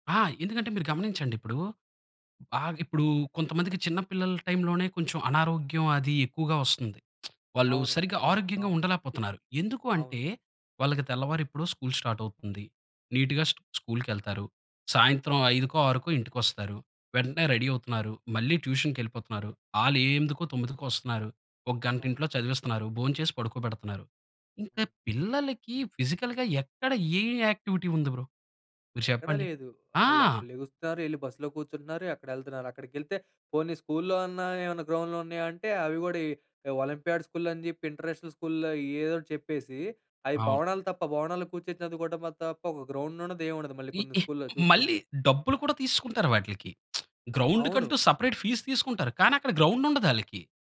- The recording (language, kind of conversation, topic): Telugu, podcast, వీధిలో ఆడే ఆటల గురించి నీకు ఏదైనా మధురమైన జ్ఞాపకం ఉందా?
- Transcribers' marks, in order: tsk; in English: "స్టార్ట్"; in English: "నీట్‌గా"; in English: "రెడీ"; in English: "ఫిజికల్‌గా"; in English: "యాక్టివిటీ"; in English: "బ్రో?"; in English: "ఒలింపియాడ్ స్కూల్"; in English: "ఇంటర్నేషనల్ స్కూల్‌లో"; in English: "గ్రౌండ్"; tsk; in English: "సెపరేట్ ఫీస్"; in English: "గ్రౌండ్"